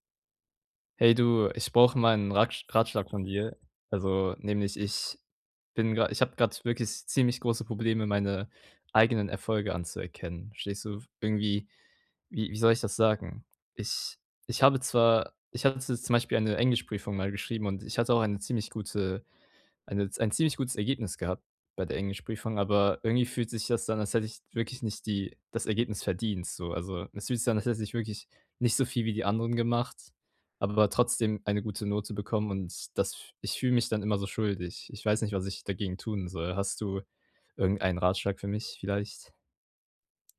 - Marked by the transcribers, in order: none
- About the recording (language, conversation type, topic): German, advice, Warum fällt es mir schwer, meine eigenen Erfolge anzuerkennen?